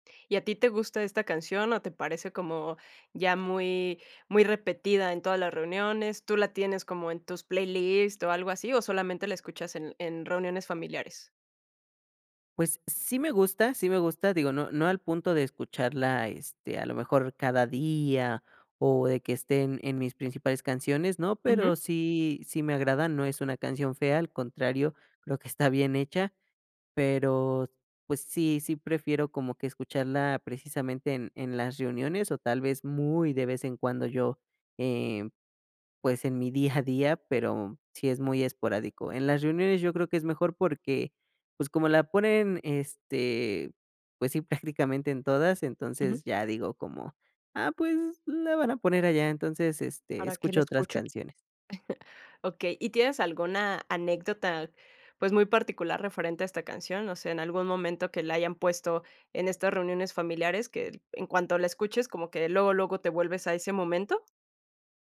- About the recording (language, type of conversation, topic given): Spanish, podcast, ¿Qué canción siempre suena en reuniones familiares?
- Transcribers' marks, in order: chuckle; laughing while speaking: "prácticamente"; chuckle